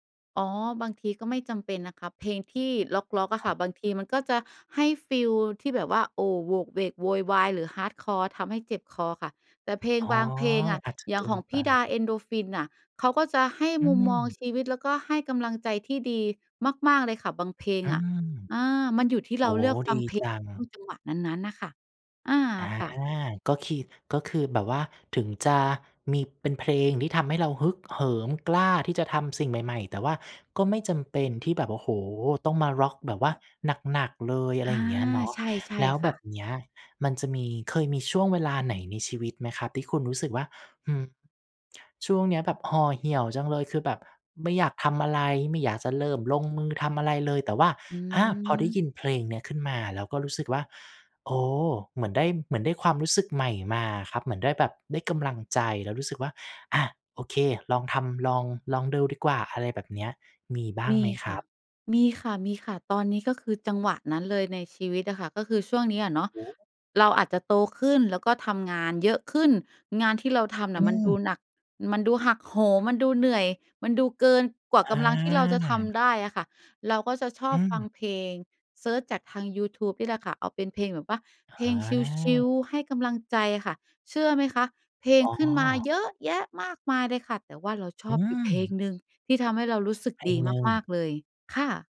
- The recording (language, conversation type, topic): Thai, podcast, เพลงไหนที่ทำให้คุณฮึกเหิมและกล้าลงมือทำสิ่งใหม่ ๆ?
- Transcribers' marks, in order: other background noise; in English: "Hardcore"